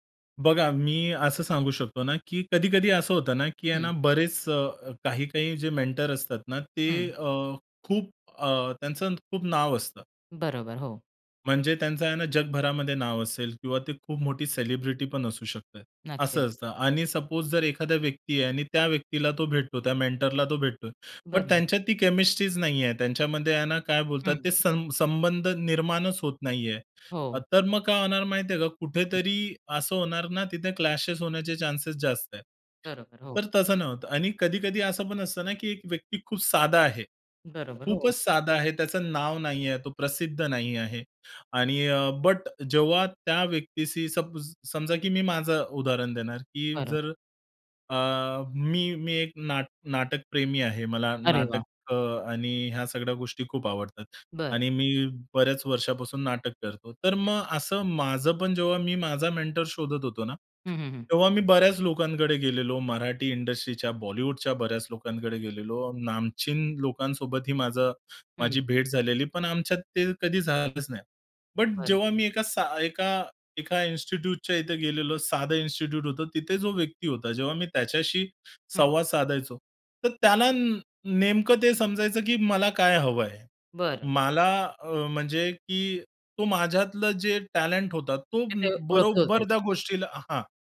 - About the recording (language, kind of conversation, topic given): Marathi, podcast, तुम्ही मेंटर निवडताना कोणत्या गोष्टी लक्षात घेता?
- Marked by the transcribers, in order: in English: "मेंटर"; tapping; in English: "सपोज"; in English: "मेंटरला"; other background noise; in English: "क्लॅशेस"; other noise; in English: "मेंटर"